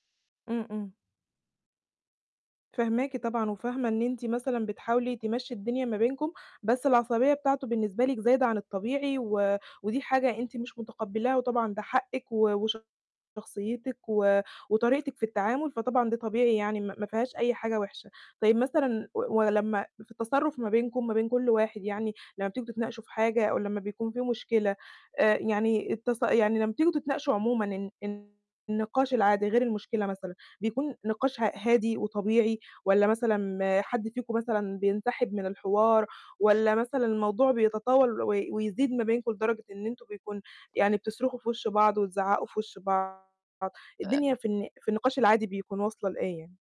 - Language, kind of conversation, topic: Arabic, advice, إزاي أتكلم مع شريكي وقت الخلاف من غير ما المشاعر تعلى وتبوّظ علاقتنا؟
- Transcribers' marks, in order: distorted speech; other noise